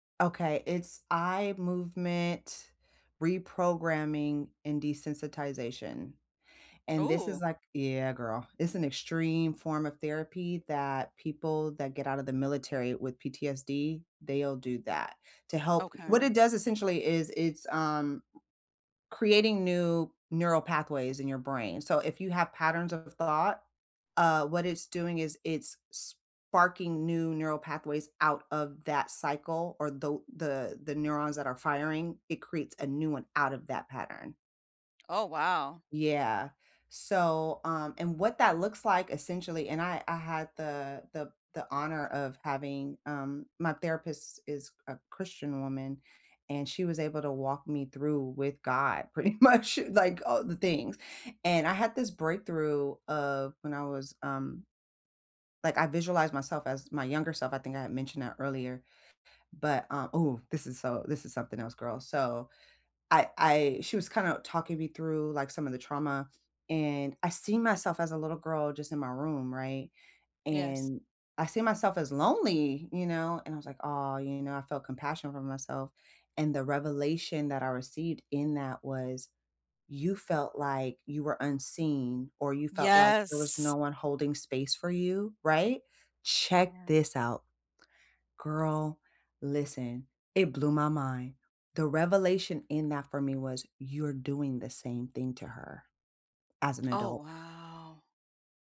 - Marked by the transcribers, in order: other background noise; laughing while speaking: "pretty much"
- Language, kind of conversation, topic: English, unstructured, What’s the biggest surprise you’ve had about learning as an adult?
- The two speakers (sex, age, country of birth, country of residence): female, 40-44, United States, United States; female, 40-44, United States, United States